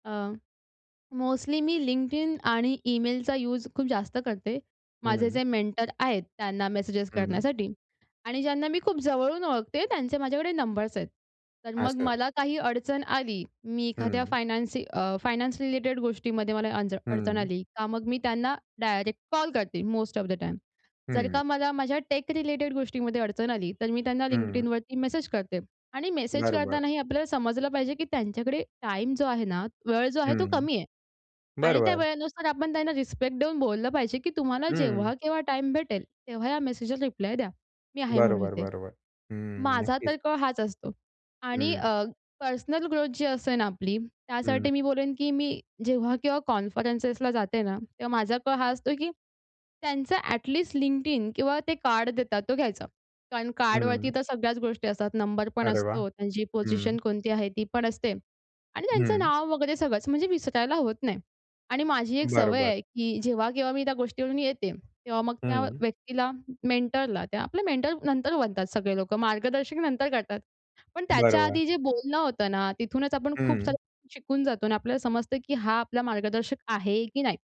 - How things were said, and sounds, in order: in English: "मेंटर"; other background noise; tapping; in English: "मोस्ट ऑफ द टाईम"; in English: "मेंटरला"; in English: "मेंटर"
- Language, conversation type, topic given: Marathi, podcast, तुमच्या करिअरमध्ये तुम्हाला मार्गदर्शक कसा मिळाला आणि तो अनुभव कसा होता?